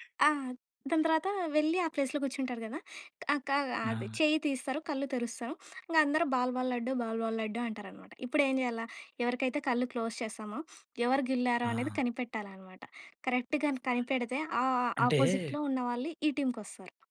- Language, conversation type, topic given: Telugu, podcast, నీ చిన్నప్పటి ప్రియమైన ఆట ఏది, దాని గురించి చెప్పగలవా?
- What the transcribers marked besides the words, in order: in English: "ప్లేస్‌లో"; in English: "బాల్ బాల్"; in English: "బాల్ బాల్"; sniff; other background noise